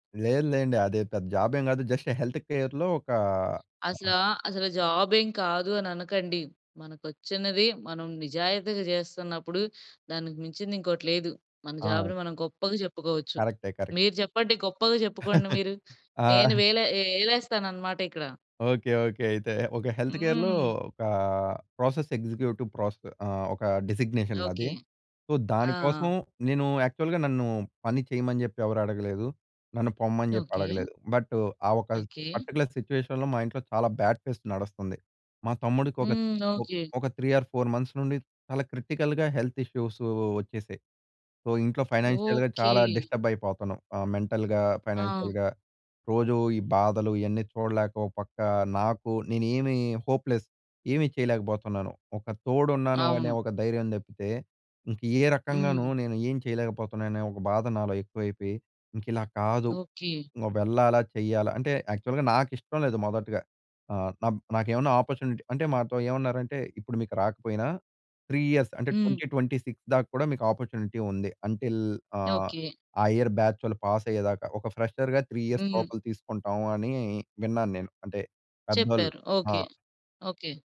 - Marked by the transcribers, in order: in English: "జాబ్"; in English: "జస్ట్ హెల్త్ కేర్‌లో"; in English: "జాబ్"; in English: "జాబ్‌ని"; in English: "కరెక్ట్"; chuckle; in English: "హెల్త్ కేర్‌లో"; in English: "ప్రాసెస్ ఎగ్జిక్యూటివ్"; in English: "డిజిగ్నేషన్"; in English: "సో"; in English: "యాక్చువల్‌గా"; in English: "పర్టిక్యులర్ సిట్యుయేషన్‌లో"; in English: "బ్యాడ్ ఫేస్"; in English: "త్రీ ఆర్ ఫోర్ మంత్స్"; in English: "క్రిటికల్‌గా హెల్త్"; in English: "సో"; in English: "ఫైనాన్షియల్‌గా"; in English: "డిస్టర్బ్"; in English: "మెంటల్‌గా, ఫైనాన్షియల్‌గా"; in English: "హోప్‌లెస్"; in English: "యాక్చువల్‌గా"; in English: "అపార్చునిటీ"; in English: "త్రీ ఇయర్స్"; in English: "ట్వెంటీ ట్వెంటీ సిక్స్"; in English: "అపార్చునిటీ"; in English: "అంటిల్"; in English: "ఇయర్ బ్యాచ్"; in English: "పాస్"; in English: "ఫ్రెషర్‌గా త్రీ ఇయర్స్"
- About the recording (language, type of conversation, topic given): Telugu, podcast, మీ కొత్త ఉద్యోగం మొదటి రోజు మీకు ఎలా అనిపించింది?